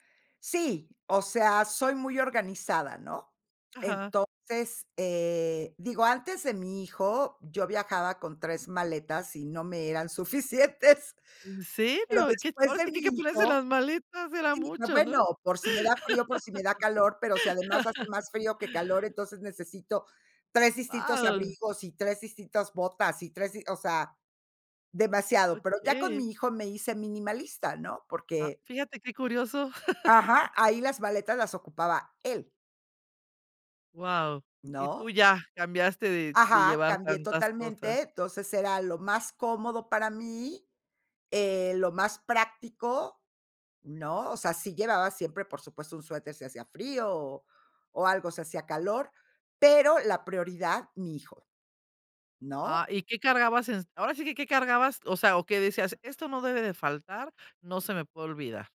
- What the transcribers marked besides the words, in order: laughing while speaking: "suficientes"; laugh; chuckle
- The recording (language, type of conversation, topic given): Spanish, podcast, ¿Cómo cuidas tu seguridad cuando viajas solo?